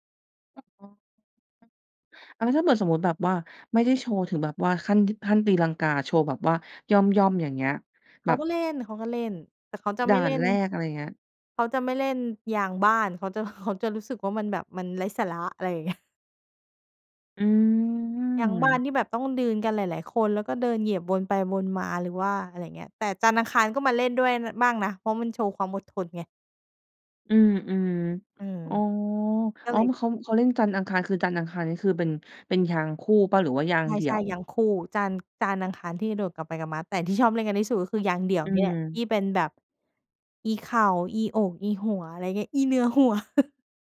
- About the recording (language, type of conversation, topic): Thai, podcast, คุณชอบเล่นเกมอะไรในสนามเด็กเล่นมากที่สุด?
- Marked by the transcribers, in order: other background noise; laughing while speaking: "จะ"; laughing while speaking: "เงี้ย"; drawn out: "อืม"; "ยืน" said as "ดืน"; chuckle